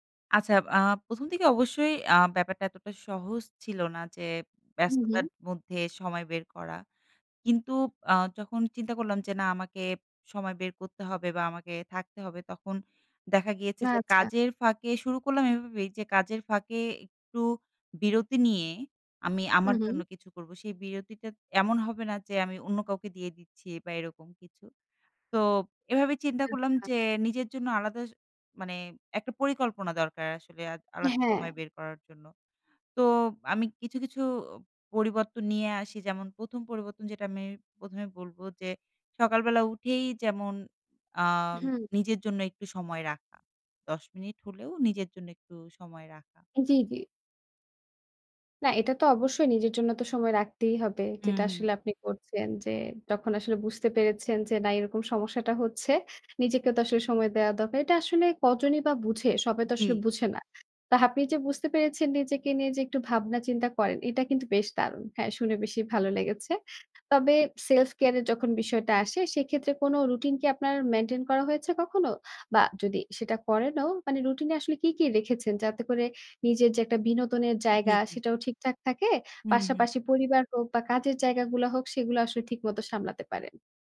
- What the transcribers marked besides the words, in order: in English: "সেলফ কেয়ার"; tapping; horn
- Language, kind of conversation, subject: Bengali, podcast, নিজেকে সময় দেওয়া এবং আত্মযত্নের জন্য আপনার নিয়মিত রুটিনটি কী?